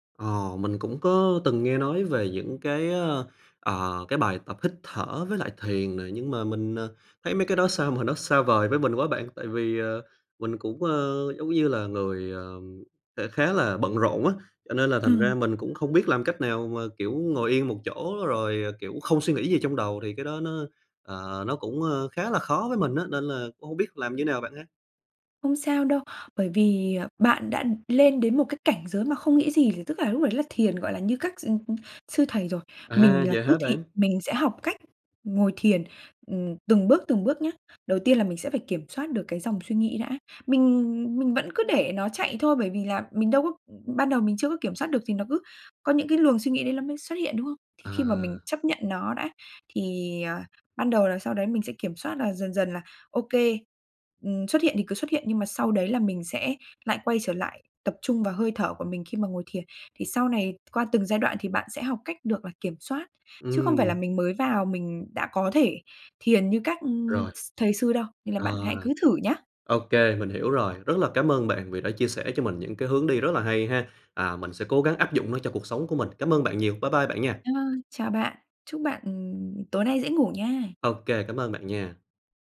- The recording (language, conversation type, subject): Vietnamese, advice, Bạn khó ngủ vì lo lắng và suy nghĩ về tương lai phải không?
- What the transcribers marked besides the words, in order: tapping